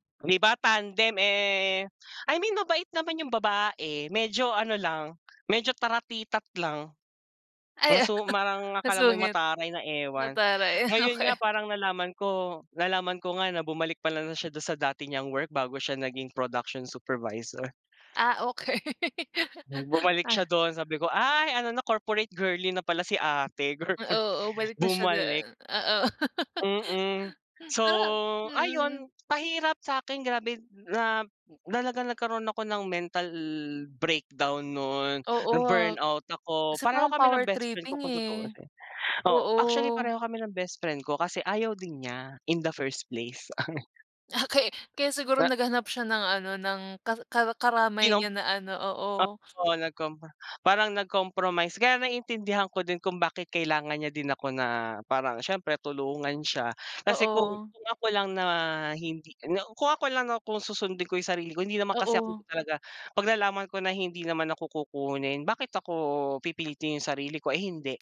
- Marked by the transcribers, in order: laugh; other background noise; laugh; laugh; tapping; chuckle
- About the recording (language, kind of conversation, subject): Filipino, unstructured, Ano ang masasabi mo tungkol sa mga patakaran sa trabaho na nakakasama sa kalusugan ng isip ng mga empleyado?